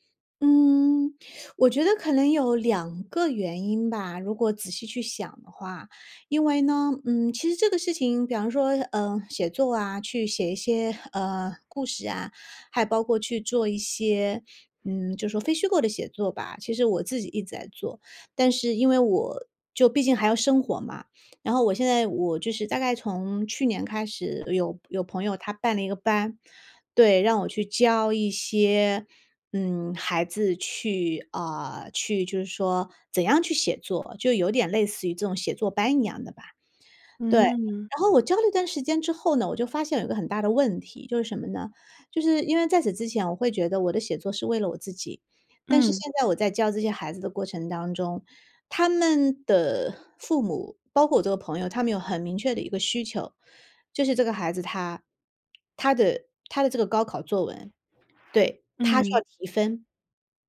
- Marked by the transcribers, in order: none
- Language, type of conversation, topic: Chinese, advice, 如何表达对长期目标失去动力与坚持困难的感受